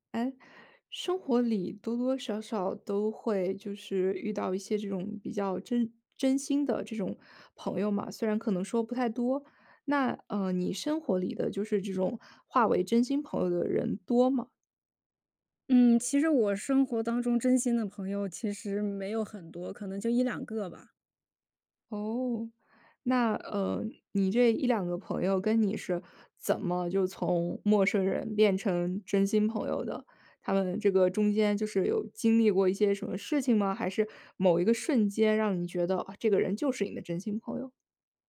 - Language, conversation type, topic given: Chinese, podcast, 你是在什么瞬间意识到对方是真心朋友的？
- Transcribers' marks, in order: none